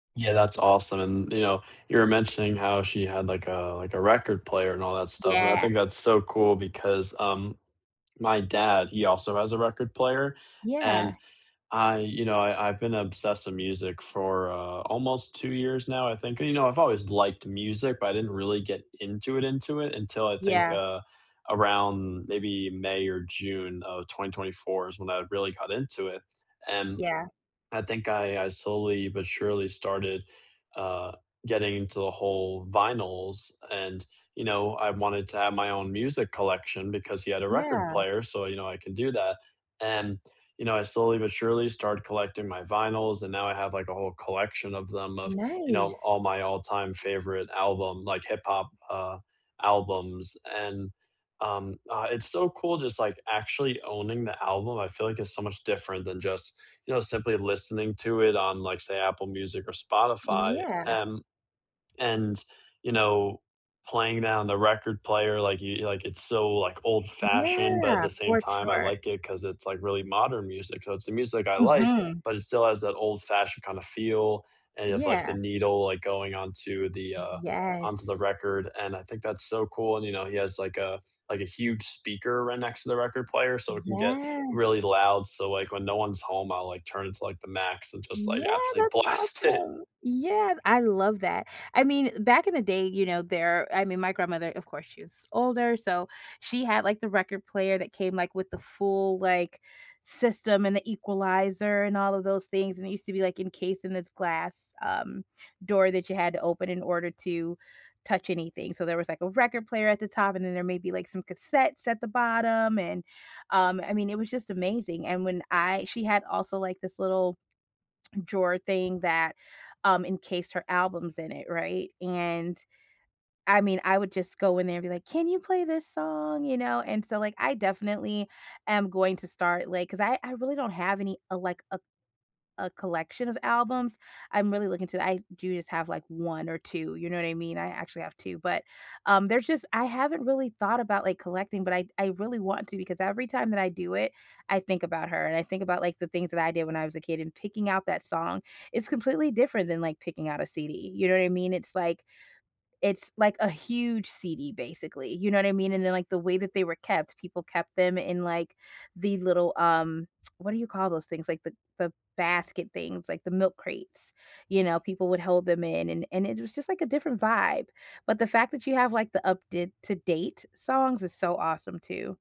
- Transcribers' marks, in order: other background noise; tapping; laughing while speaking: "blast it"; swallow; tsk
- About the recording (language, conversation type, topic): English, unstructured, Is there a song that instantly takes you back in time?
- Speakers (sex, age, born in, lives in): female, 40-44, United States, United States; male, 20-24, United States, United States